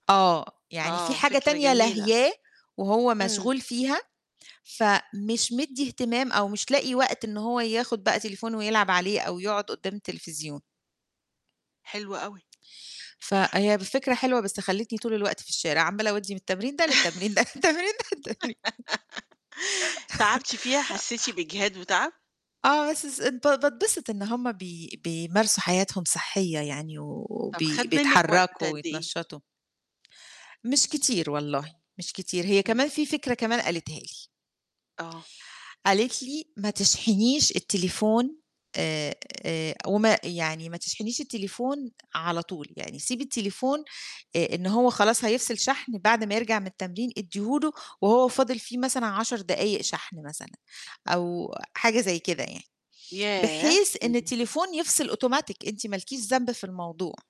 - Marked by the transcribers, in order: laugh; laughing while speaking: "من التمرين ده للتمرين"; laugh; distorted speech; in English: "أوتوماتيك"
- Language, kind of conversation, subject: Arabic, podcast, إزاي بتحط حدود لاستخدام التكنولوجيا عند ولادك؟